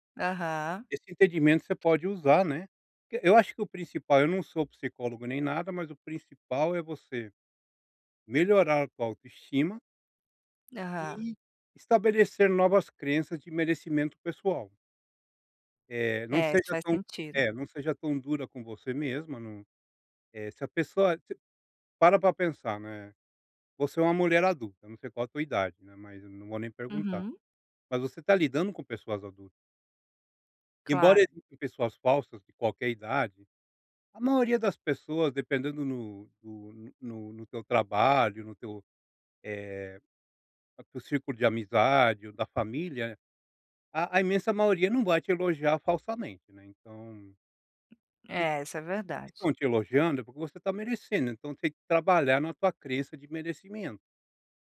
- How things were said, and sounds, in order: tapping; other noise
- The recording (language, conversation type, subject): Portuguese, advice, Como posso aceitar elogios com mais naturalidade e sem ficar sem graça?